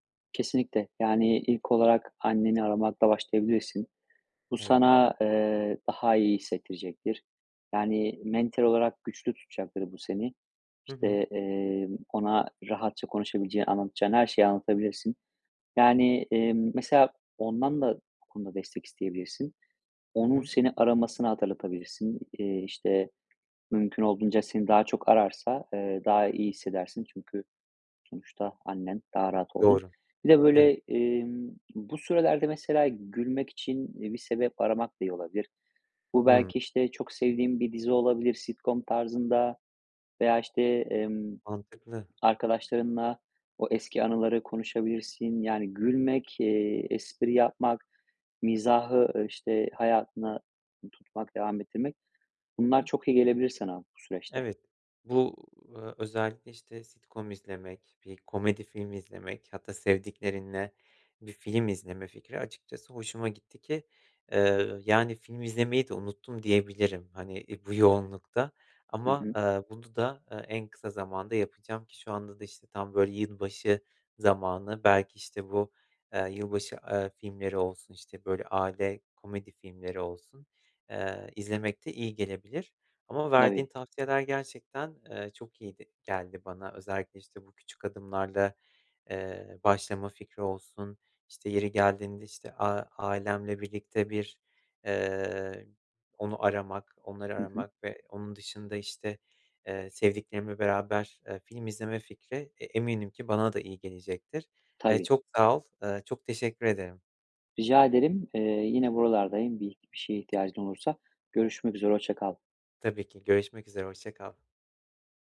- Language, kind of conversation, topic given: Turkish, advice, Egzersize başlamakta zorlanıyorum; motivasyon eksikliği ve sürekli ertelemeyi nasıl aşabilirim?
- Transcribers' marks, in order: other background noise; tapping